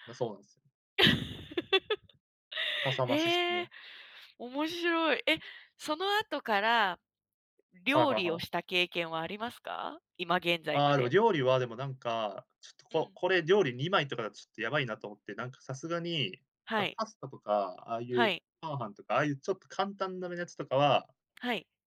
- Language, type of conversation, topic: Japanese, podcast, 料理でやらかしてしまった面白い失敗談はありますか？
- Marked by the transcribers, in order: laugh